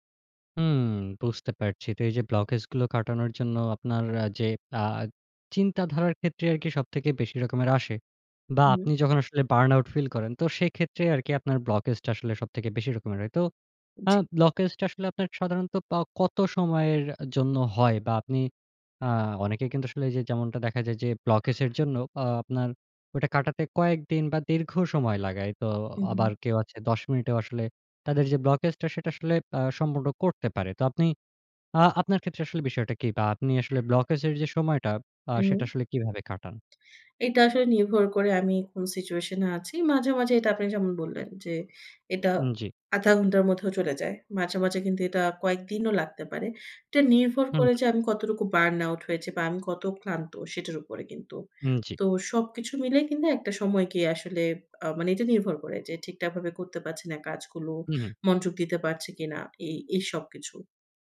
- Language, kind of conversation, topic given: Bengali, podcast, কখনো সৃজনশীলতার জড়তা কাটাতে আপনি কী করেন?
- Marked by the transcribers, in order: tapping; "মনোযোগ" said as "মঞ্জগ"